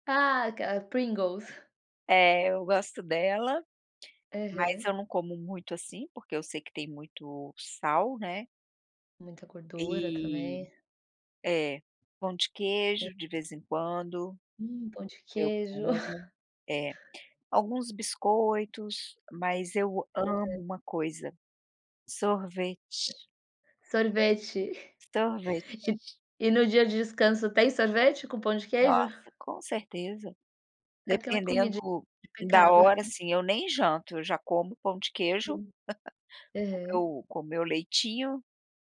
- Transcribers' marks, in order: chuckle; other noise; chuckle; chuckle
- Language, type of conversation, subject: Portuguese, podcast, Como você define um dia perfeito de descanso em casa?